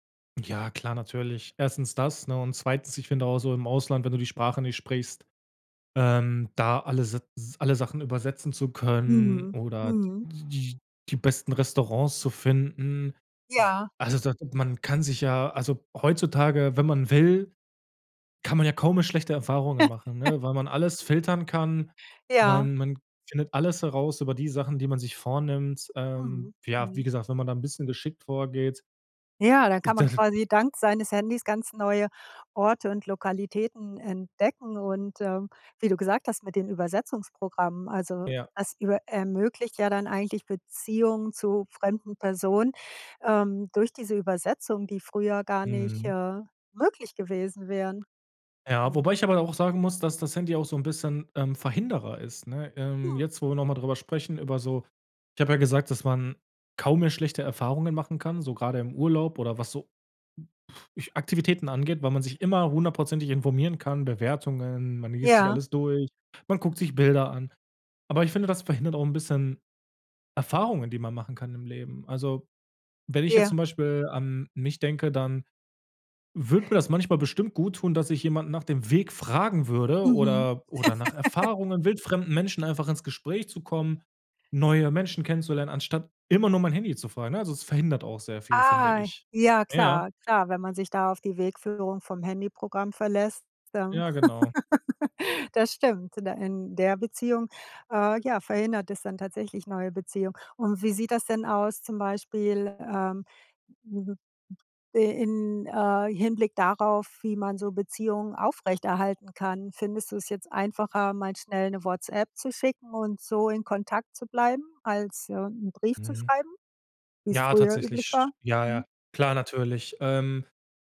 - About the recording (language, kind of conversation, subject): German, podcast, Wie beeinflusst dein Handy deine Beziehungen im Alltag?
- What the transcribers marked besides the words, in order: giggle; unintelligible speech; other background noise; other noise; stressed: "Weg fragen würde"; laugh; stressed: "immer"; laugh